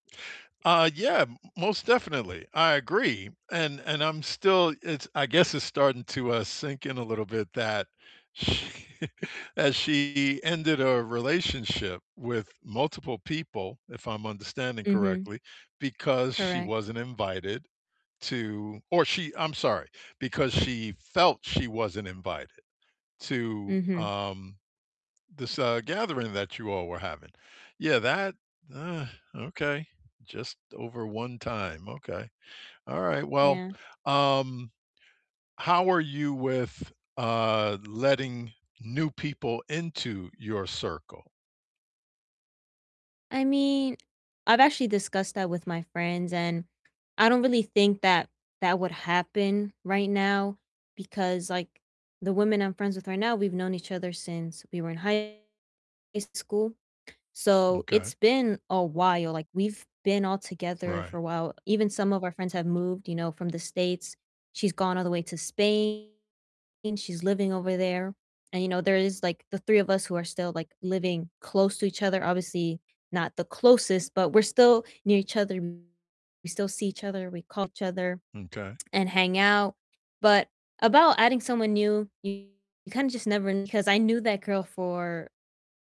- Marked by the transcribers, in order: laughing while speaking: "sh"; chuckle; tapping; distorted speech; unintelligible speech
- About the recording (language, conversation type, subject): English, unstructured, How do you react to someone who spreads false rumors?
- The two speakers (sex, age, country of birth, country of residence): female, 18-19, United States, United States; male, 60-64, United States, United States